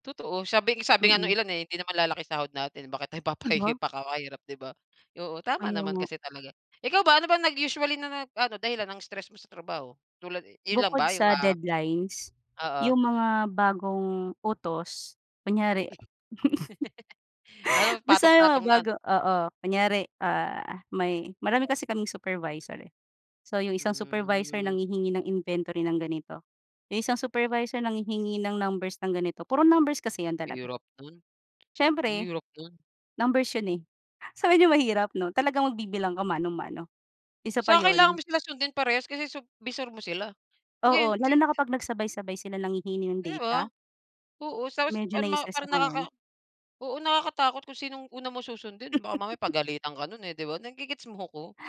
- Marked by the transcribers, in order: laughing while speaking: "bakit tayo papahihi"
- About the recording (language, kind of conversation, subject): Filipino, unstructured, Paano mo hinaharap ang stress sa trabaho?